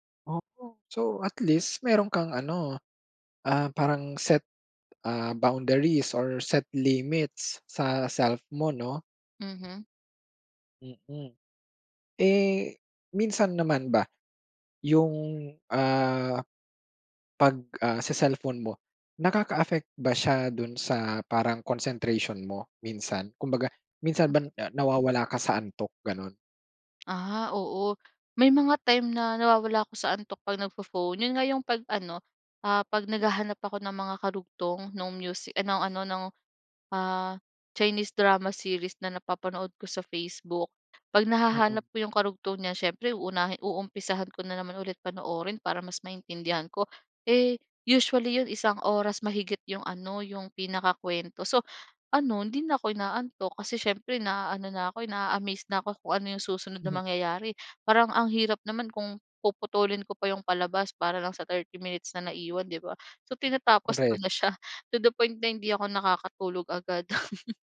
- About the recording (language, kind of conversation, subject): Filipino, podcast, Ano ang karaniwan mong ginagawa sa telepono mo bago ka matulog?
- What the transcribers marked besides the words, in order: tapping; in English: "boundaries or set limits"; tongue click; other noise; laughing while speaking: "ko na siya"; laugh